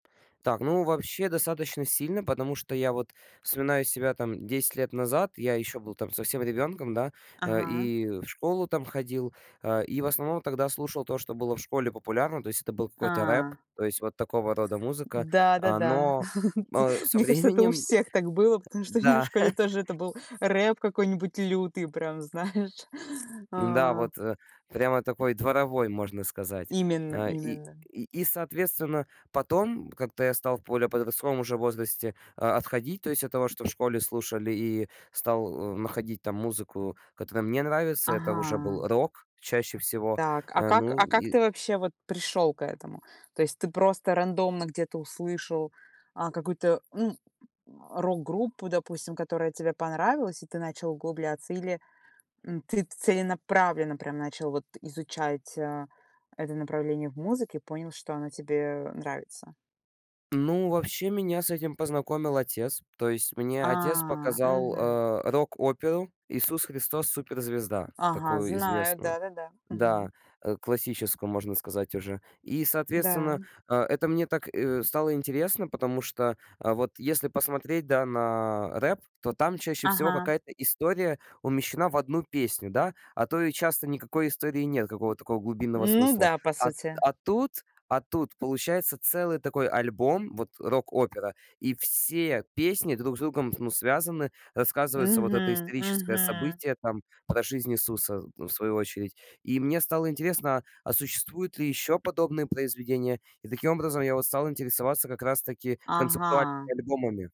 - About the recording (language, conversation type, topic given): Russian, podcast, Как изменился твой музыкальный вкус за последние десять лет?
- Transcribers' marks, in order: tapping; chuckle; other background noise; laugh; grunt; other noise